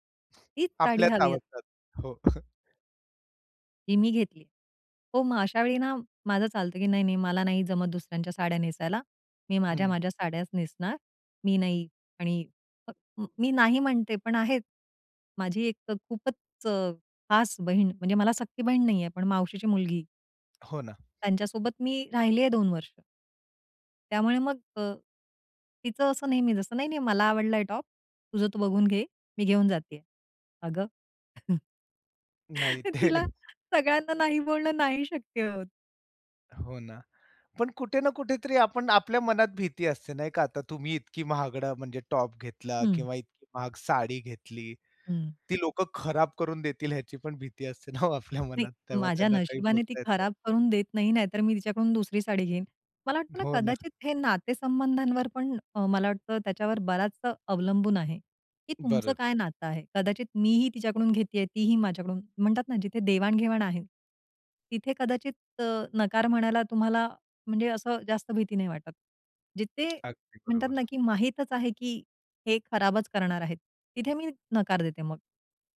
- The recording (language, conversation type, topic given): Marathi, podcast, नकार म्हणताना तुम्हाला कसं वाटतं आणि तुम्ही तो कसा देता?
- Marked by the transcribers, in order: other background noise; laughing while speaking: "हो"; chuckle; tapping; other noise; chuckle; laughing while speaking: "तिला सगळ्यांना नाही बोलणं नाही शक्य होतं"; chuckle; in English: "टॉप"; laughing while speaking: "ना हो आपल्या मनात"